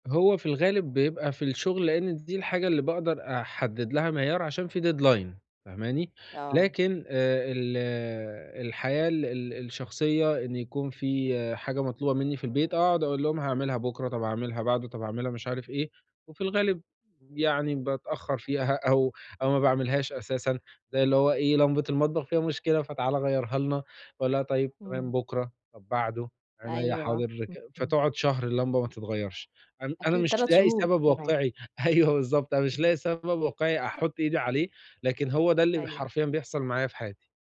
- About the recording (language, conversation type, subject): Arabic, advice, إزاي أقلّل التسويف كل يوم وألتزم بإنجاز واجباتي وأهدافي بانتظام؟
- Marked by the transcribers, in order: in English: "deadline"; laughing while speaking: "أيوه بالضبط"